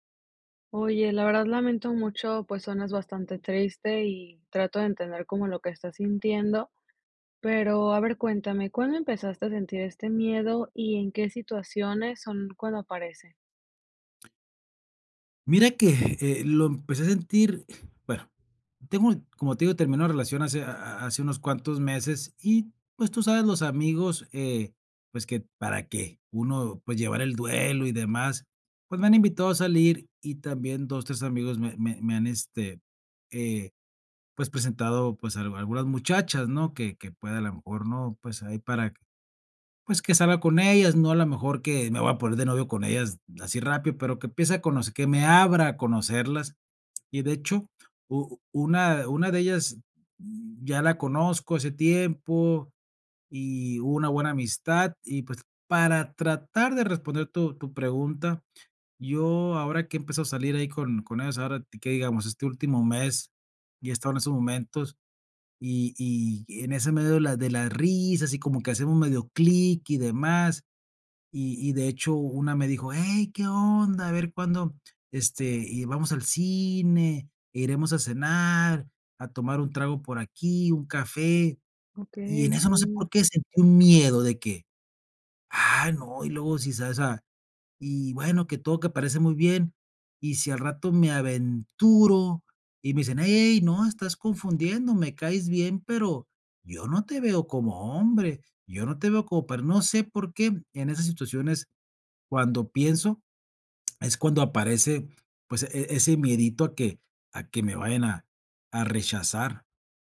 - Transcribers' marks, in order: tapping
- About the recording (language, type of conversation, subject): Spanish, advice, ¿Cómo puedo superar el miedo a iniciar una relación por temor al rechazo?